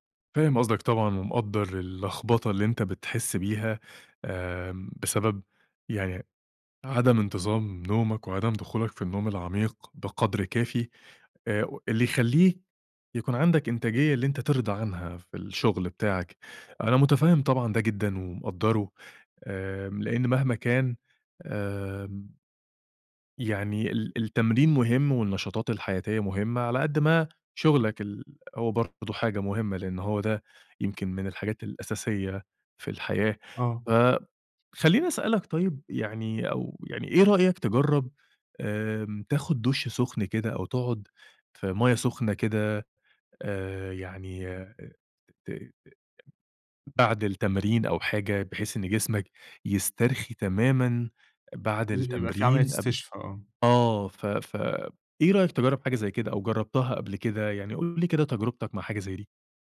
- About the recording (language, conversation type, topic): Arabic, advice, إزاي بتصحى بدري غصب عنك ومابتعرفش تنام تاني؟
- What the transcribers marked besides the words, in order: tapping; other background noise; unintelligible speech; unintelligible speech